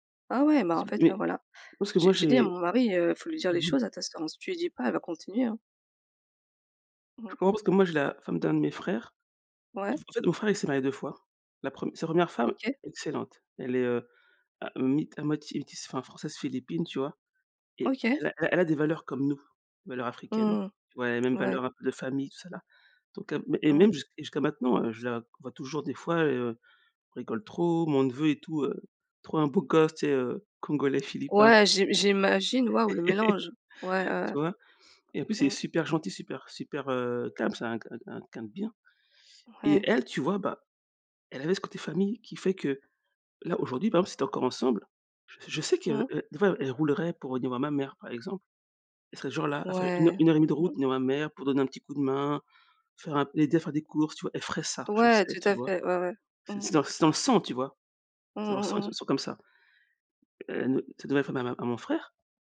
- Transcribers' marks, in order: stressed: "nous"; chuckle; stressed: "le sang"; tapping
- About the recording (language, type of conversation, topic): French, unstructured, Comment décrirais-tu ta relation avec ta famille ?